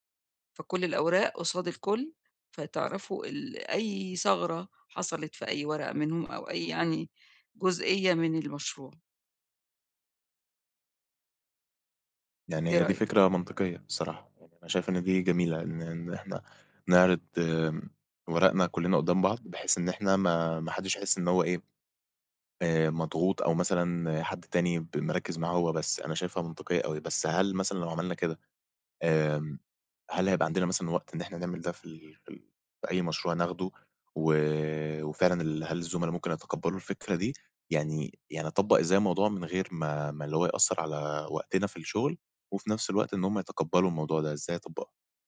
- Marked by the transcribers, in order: tapping
- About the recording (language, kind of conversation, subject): Arabic, advice, إزاي أقدر أستعيد ثقتي في نفسي بعد ما فشلت في شغل أو مشروع؟